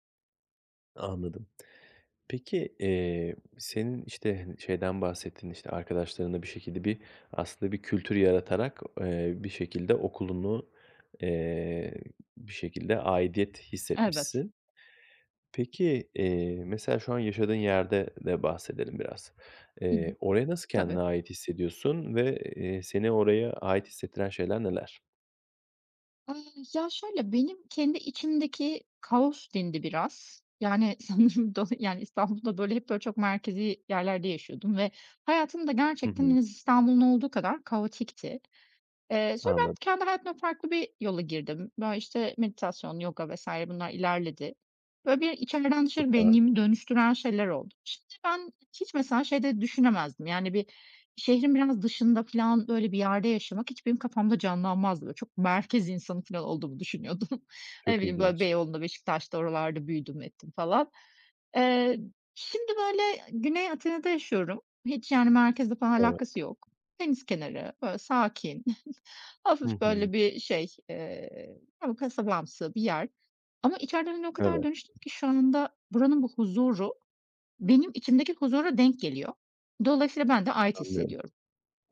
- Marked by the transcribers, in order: other noise; other background noise; tapping; laughing while speaking: "sanırım"; laughing while speaking: "düşünüyordum"; chuckle
- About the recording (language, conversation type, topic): Turkish, podcast, İnsanların kendilerini ait hissetmesini sence ne sağlar?